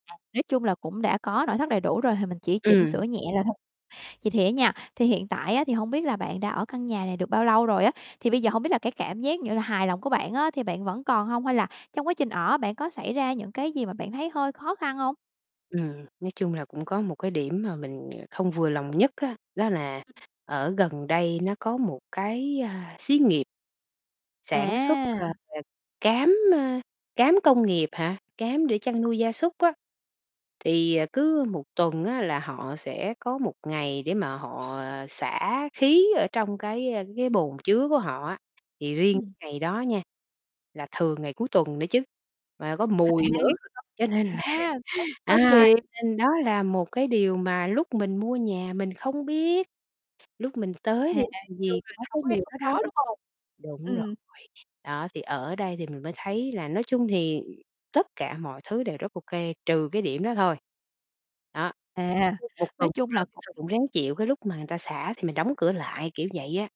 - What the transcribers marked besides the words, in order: distorted speech; other background noise; tapping; laughing while speaking: "cho nên là, à"; laughing while speaking: "À"; unintelligible speech; unintelligible speech; "người" said as "ừn"
- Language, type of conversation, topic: Vietnamese, podcast, Trải nghiệm mua căn nhà đầu tiên của bạn như thế nào?